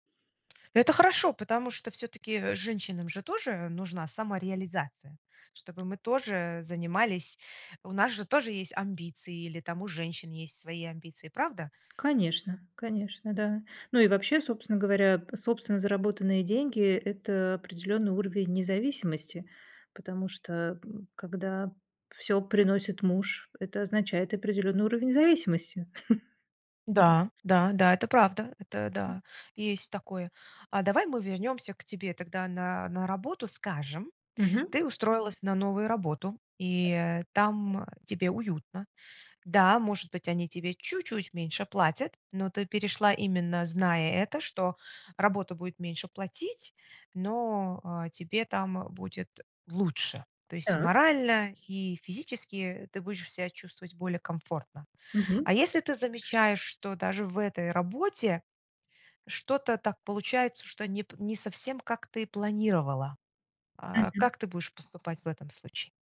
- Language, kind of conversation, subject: Russian, podcast, Что важнее при смене работы — деньги или её смысл?
- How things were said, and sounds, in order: tapping; chuckle; other noise; other background noise